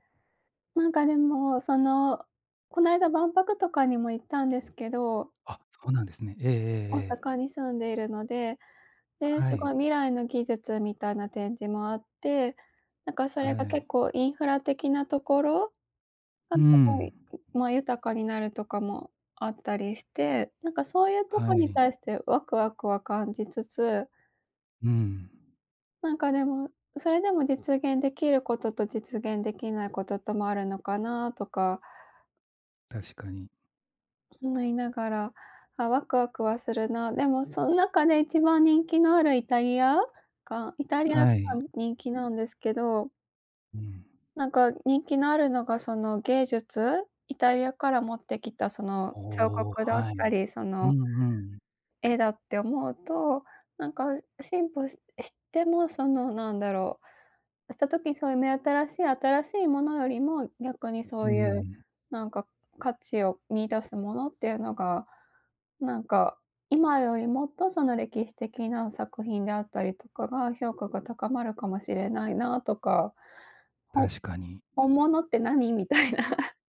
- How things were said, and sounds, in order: tapping; other background noise; unintelligible speech; laughing while speaking: "みたいな"
- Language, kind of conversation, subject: Japanese, unstructured, 最近、科学について知って驚いたことはありますか？